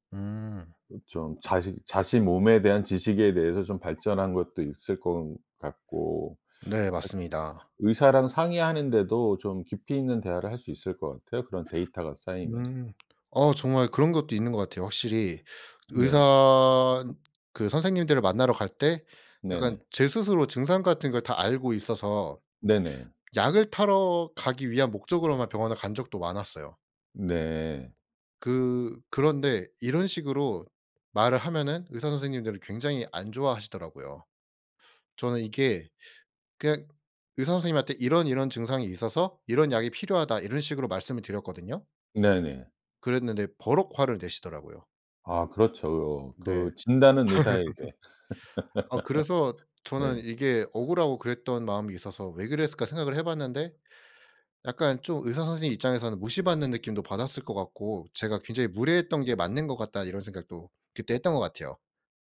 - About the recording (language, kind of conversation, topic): Korean, podcast, 회복 중 운동은 어떤 식으로 시작하는 게 좋을까요?
- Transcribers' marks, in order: other background noise; tapping; laugh; laugh